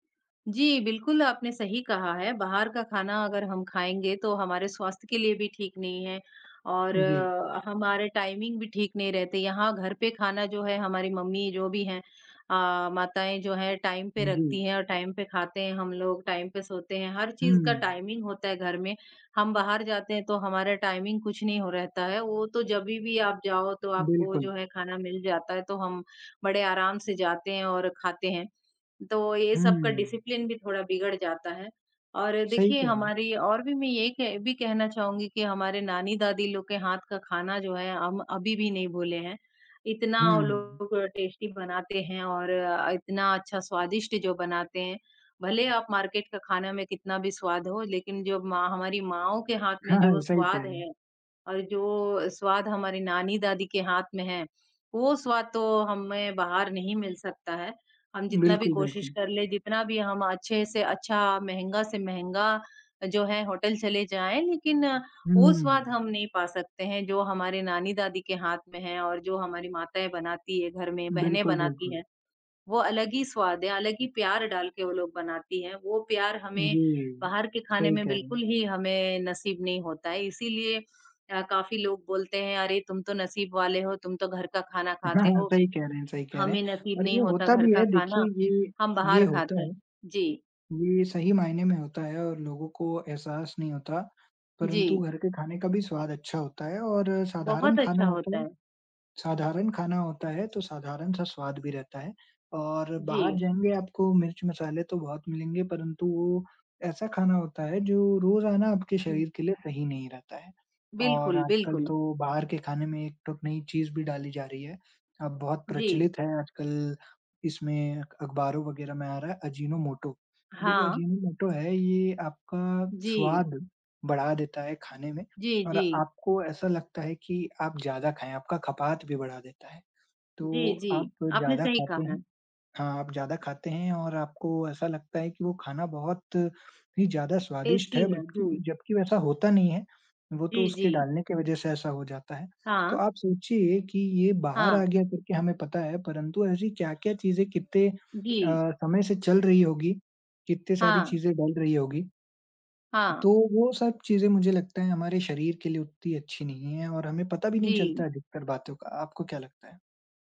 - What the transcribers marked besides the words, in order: in English: "टाइमिंग"; in English: "टाइम"; in English: "टाइम"; in English: "टाइम"; in English: "टाइमिंग"; in English: "टाइमिंग"; in English: "डिसिप्लिन"; in English: "टेस्टी"; chuckle; chuckle; in English: "टेस्टी"; horn; "उतनी" said as "उत्ती"
- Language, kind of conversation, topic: Hindi, unstructured, क्या आपको घर पर खाना बनाना पसंद है?